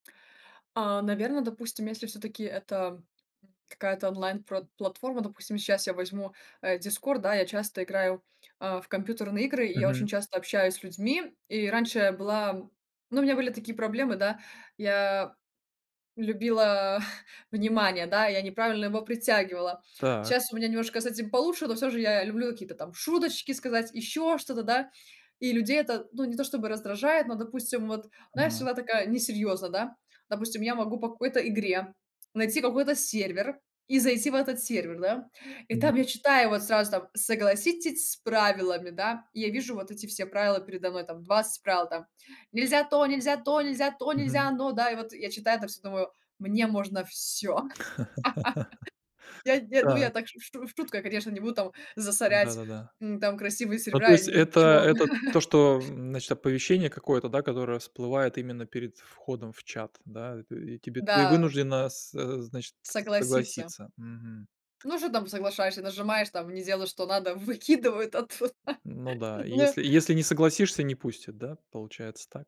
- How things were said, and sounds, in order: put-on voice: "Согласитесь с правилами"; put-on voice: "нельзя то, нельзя то, нельзя то, нельзя оно"; laugh; laugh; other background noise; laughing while speaking: "выкидывают оттуда"
- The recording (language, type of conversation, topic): Russian, podcast, Что тебя раздражает в коллективных чатах больше всего?